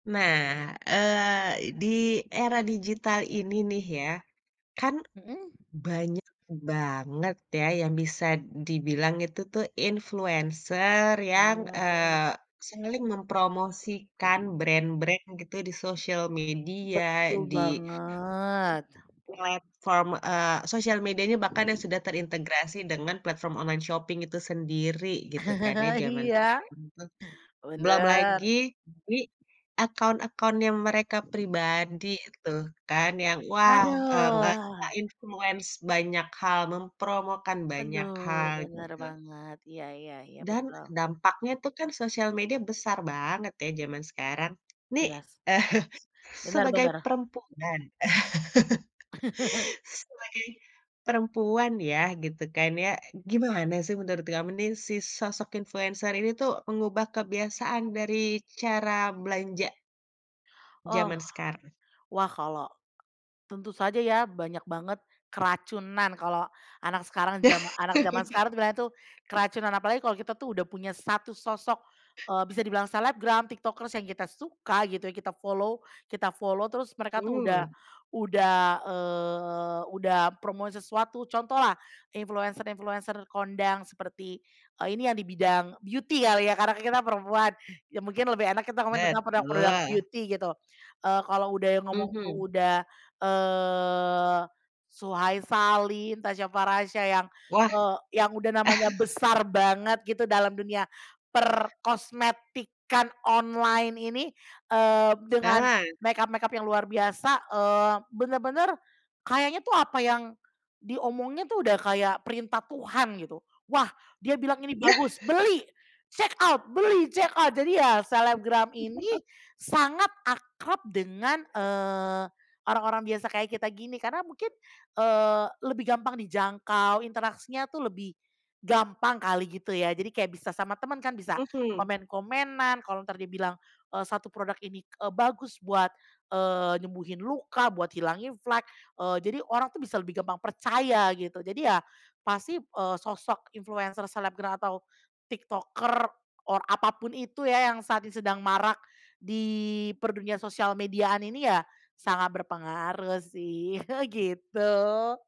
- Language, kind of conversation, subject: Indonesian, podcast, Bagaimana influencer mengubah cara kita berbelanja?
- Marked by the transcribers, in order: in English: "brand-brand"; other background noise; in English: "shopping"; chuckle; in English: "influence"; chuckle; tapping; chuckle; in English: "follow"; in English: "follow"; in English: "beauty"; in English: "beauty"; "Salim" said as "Salin"; chuckle; stressed: "besar banget"; stressed: "perkosmetikan online"; in English: "Check out!"; in English: "Check out!"; chuckle; in English: "or"; chuckle